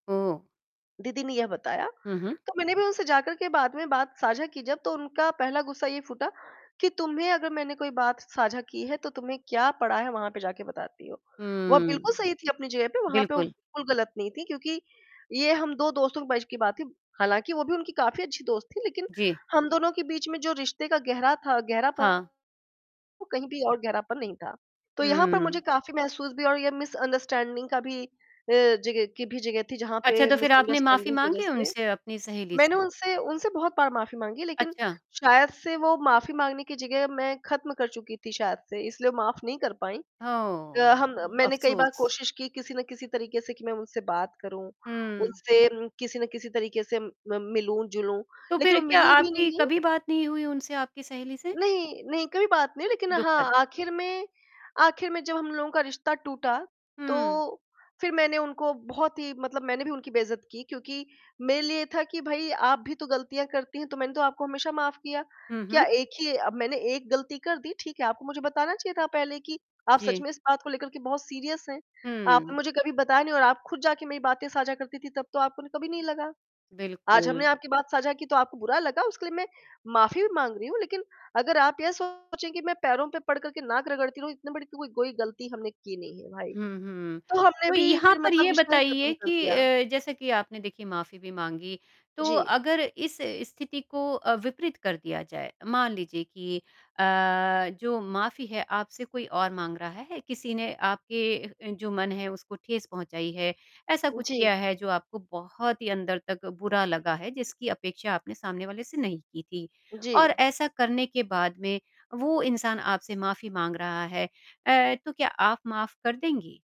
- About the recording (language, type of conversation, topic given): Hindi, podcast, माफ़ी मांगने का सबसे असरदार तरीका क्या होता है?
- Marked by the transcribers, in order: other background noise; distorted speech; in English: "मिसअंडरस्टैंडिंग"; in English: "मिसअंडरस्टैंडिंग"; horn; in English: "सीरियस"; static